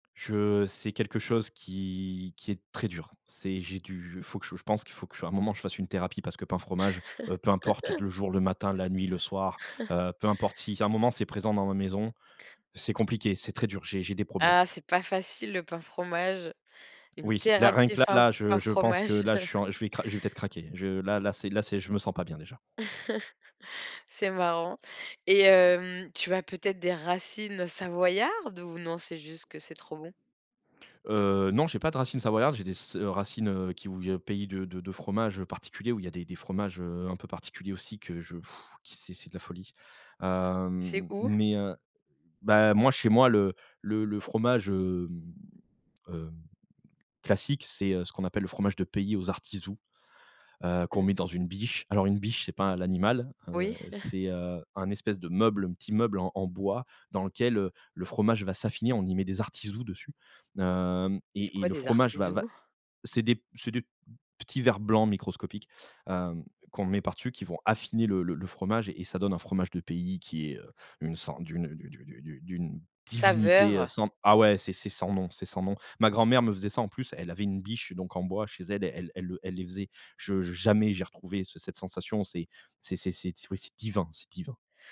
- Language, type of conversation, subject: French, podcast, Comment prépares-tu un dîner simple mais sympa après une grosse journée ?
- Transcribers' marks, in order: laugh; chuckle; laugh; chuckle; blowing; chuckle